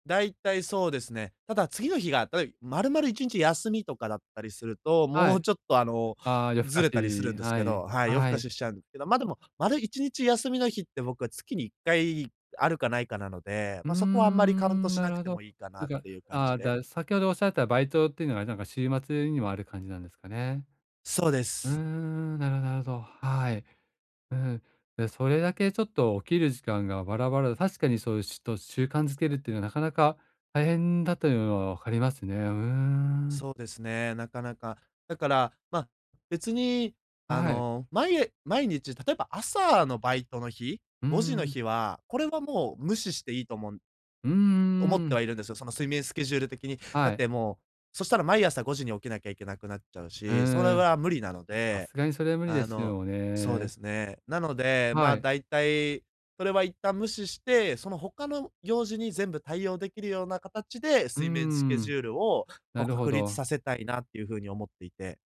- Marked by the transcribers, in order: none
- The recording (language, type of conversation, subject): Japanese, advice, 毎日同じ時間に寝起きする習慣をどう作ればよいですか？
- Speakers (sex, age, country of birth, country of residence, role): male, 20-24, Japan, Japan, user; male, 45-49, Japan, Japan, advisor